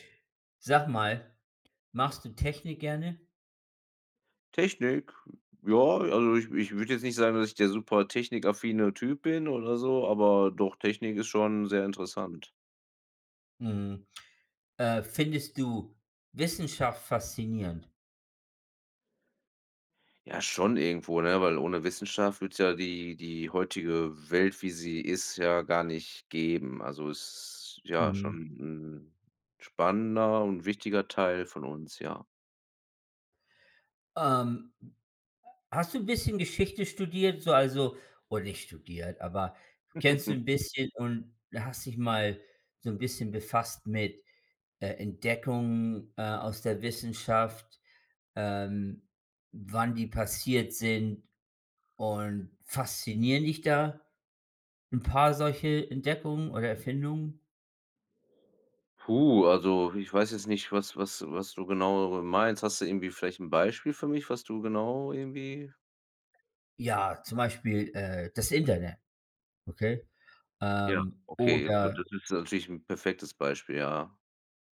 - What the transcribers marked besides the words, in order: other background noise; chuckle; unintelligible speech
- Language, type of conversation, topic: German, unstructured, Welche wissenschaftliche Entdeckung findest du am faszinierendsten?